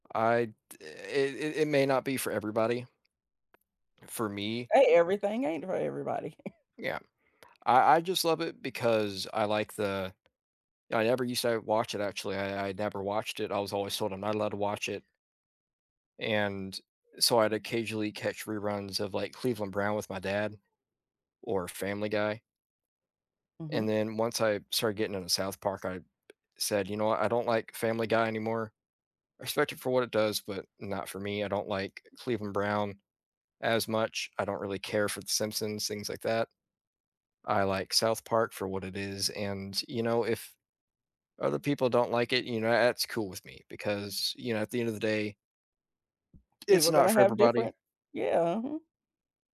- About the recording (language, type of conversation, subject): English, unstructured, What’s your current comfort TV show, why does it feel soothing, and what memories or rituals do you associate with it?
- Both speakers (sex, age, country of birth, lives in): female, 45-49, United States, United States; male, 20-24, United States, United States
- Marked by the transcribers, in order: tapping; chuckle; other background noise